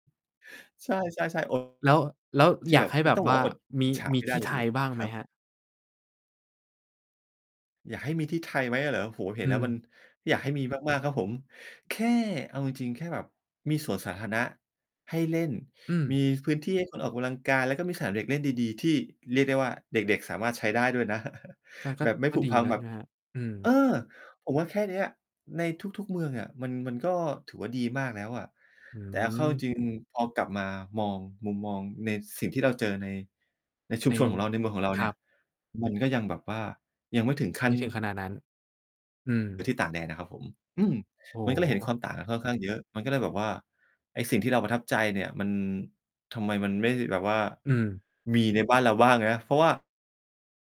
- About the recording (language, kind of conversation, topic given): Thai, podcast, คุณพอจะเล่าให้ฟังได้ไหมว่ามีทริปท่องเที่ยวธรรมชาติครั้งไหนที่เปลี่ยนมุมมองชีวิตของคุณ?
- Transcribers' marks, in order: distorted speech; other background noise; stressed: "แค่"; chuckle